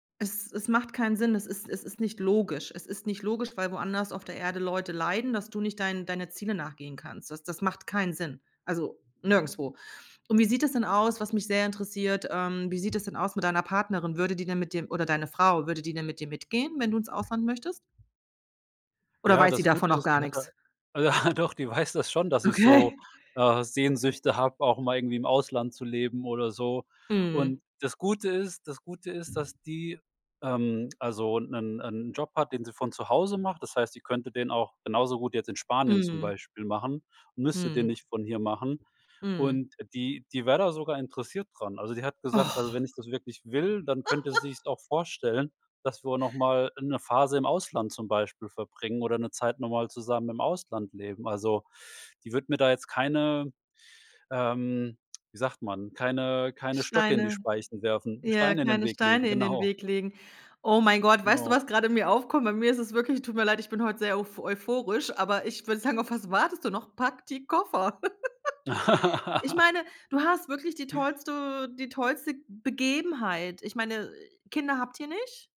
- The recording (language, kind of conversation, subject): German, advice, Wie kann es sein, dass ich äußerlich erfolgreich bin, mich innerlich leer fühle und am Sinn meines Lebens zweifle?
- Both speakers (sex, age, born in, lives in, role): female, 45-49, Germany, Germany, advisor; male, 45-49, Germany, Germany, user
- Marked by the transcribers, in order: other background noise; giggle; laughing while speaking: "ah, doch, die weiß das schon"; tapping; giggle; anticipating: "Auf was wartest du noch?"; laugh; joyful: "Pack die Koffer"; giggle